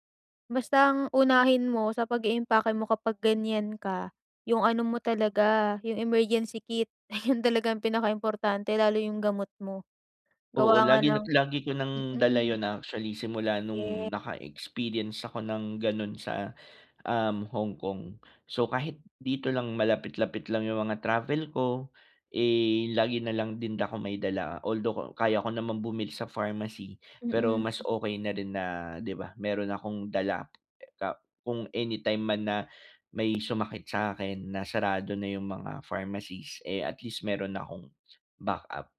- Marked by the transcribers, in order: other background noise; fan; tapping
- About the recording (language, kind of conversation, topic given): Filipino, advice, Paano ko haharapin ang mga hadlang habang naglalakbay?